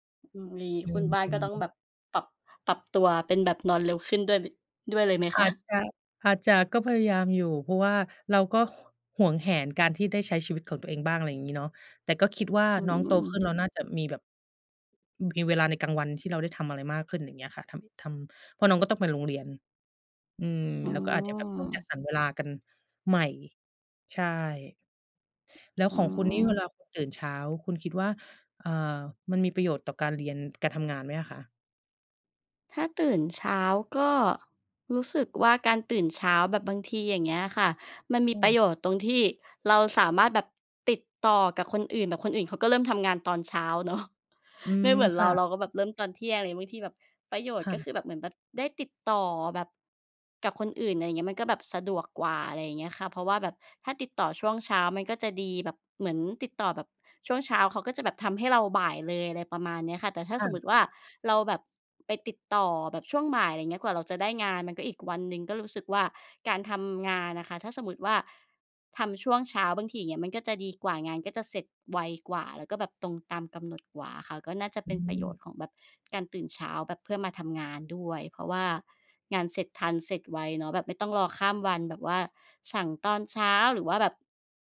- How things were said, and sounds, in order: laughing while speaking: "คะ ?"; other background noise
- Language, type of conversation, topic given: Thai, unstructured, ระหว่างการนอนดึกกับการตื่นเช้า คุณคิดว่าแบบไหนเหมาะกับคุณมากกว่ากัน?